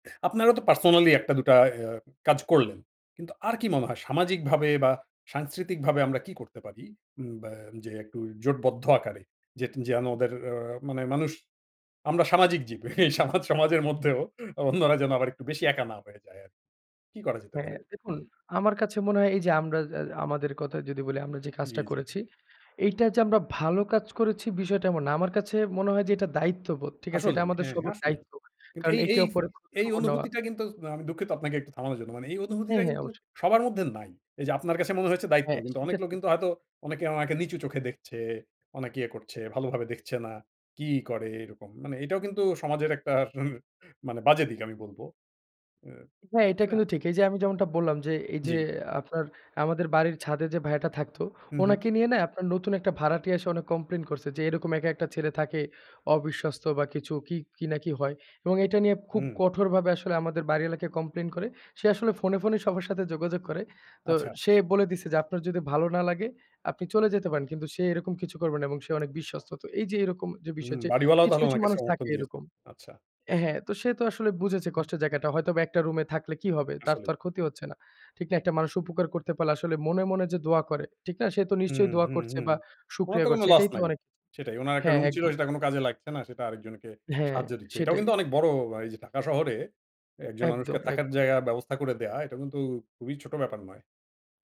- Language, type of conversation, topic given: Bengali, podcast, সমাজে একা থাকা মানুষের জন্য আমরা কী করতে পারি?
- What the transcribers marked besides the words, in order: "মনে" said as "মামা"; laughing while speaking: "এই সামাজ সমাজের মধ্যেও অন্যরা যেন আবার একটু বেশি একা না"; other background noise; blowing; tapping